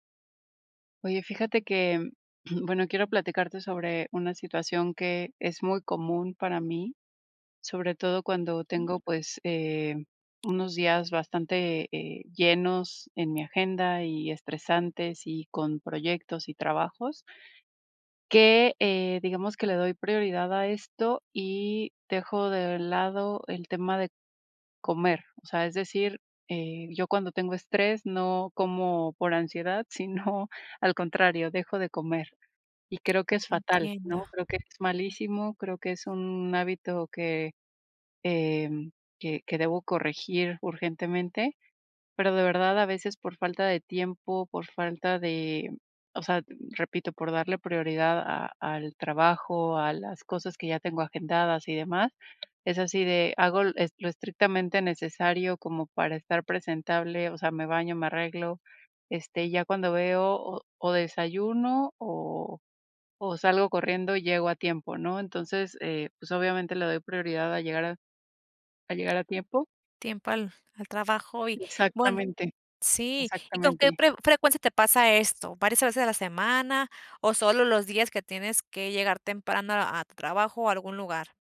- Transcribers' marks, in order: throat clearing; other noise; tapping; chuckle
- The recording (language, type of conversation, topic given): Spanish, advice, ¿Con qué frecuencia te saltas comidas o comes por estrés?